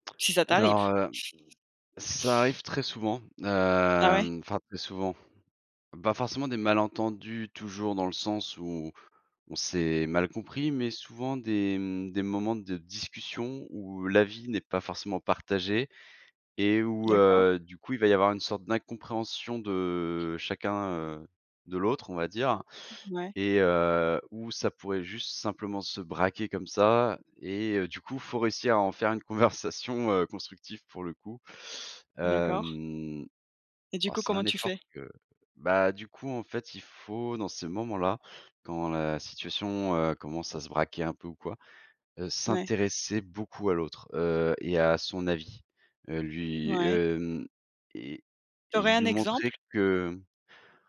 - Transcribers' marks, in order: other background noise; drawn out: "hem"; tapping; drawn out: "Hem"
- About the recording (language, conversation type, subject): French, podcast, Comment transformes-tu un malentendu en conversation constructive ?